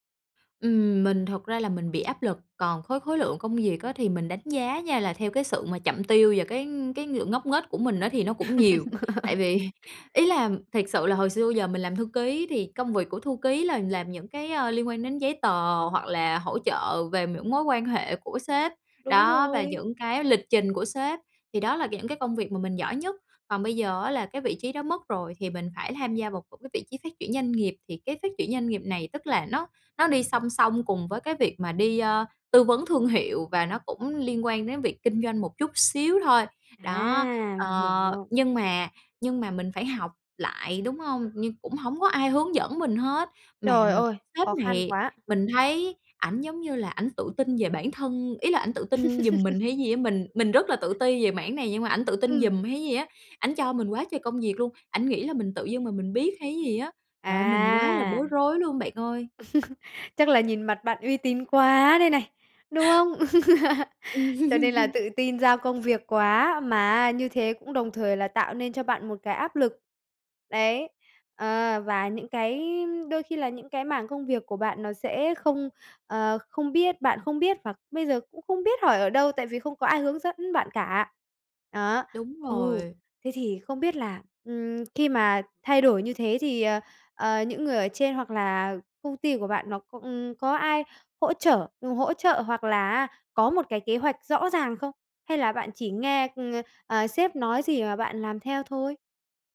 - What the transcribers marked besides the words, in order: tapping; laugh; laughing while speaking: "vì"; other background noise; laugh; laugh; laugh; laughing while speaking: "Ừm"
- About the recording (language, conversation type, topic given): Vietnamese, advice, Làm sao ứng phó khi công ty tái cấu trúc khiến đồng nghiệp nghỉ việc và môi trường làm việc thay đổi?